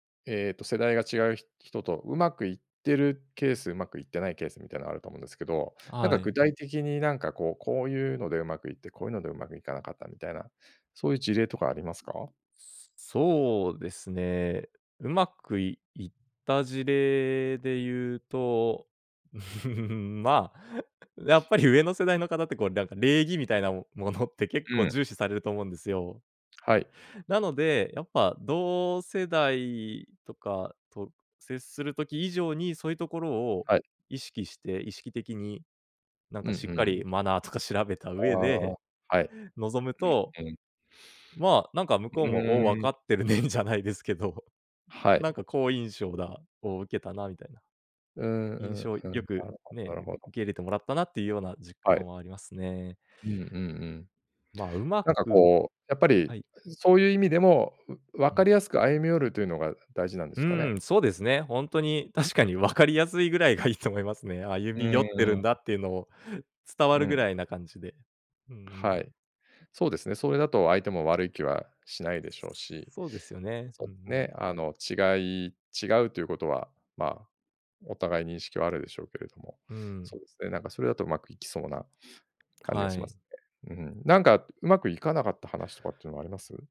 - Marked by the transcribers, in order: chuckle; other noise; laughing while speaking: "じゃないですけど"
- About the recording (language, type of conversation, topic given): Japanese, podcast, 世代間のつながりを深めるには、どのような方法が効果的だと思いますか？